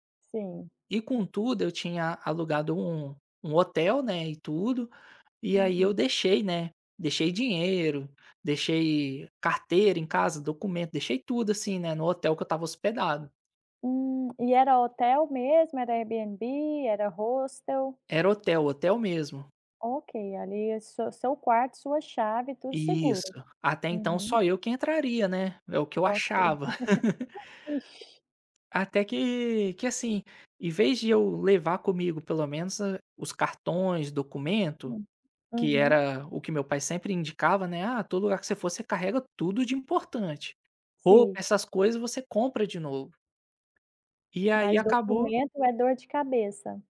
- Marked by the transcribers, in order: laugh; chuckle; tapping
- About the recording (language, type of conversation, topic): Portuguese, podcast, Você pode contar um perrengue de viagem que acabou virando aprendizado?